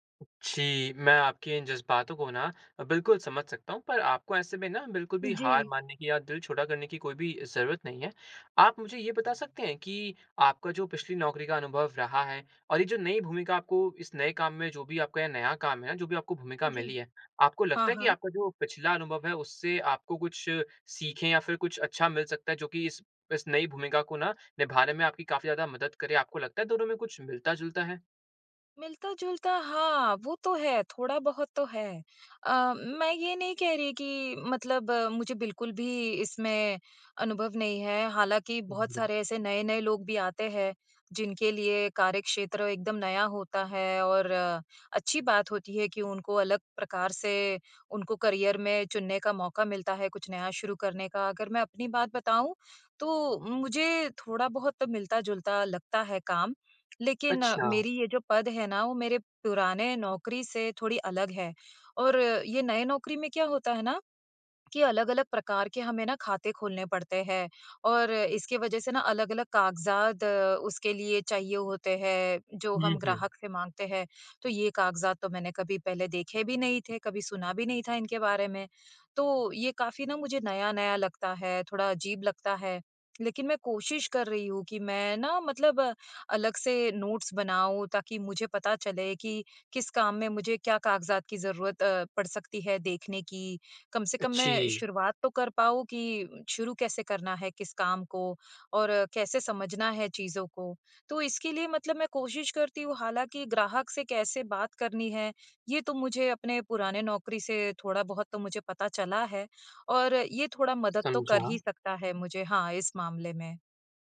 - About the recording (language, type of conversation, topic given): Hindi, advice, मैं नए काम में आत्मविश्वास की कमी महसूस करके खुद को अयोग्य क्यों मान रहा/रही हूँ?
- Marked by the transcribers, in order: unintelligible speech; in English: "करियर"; in English: "नोट्स"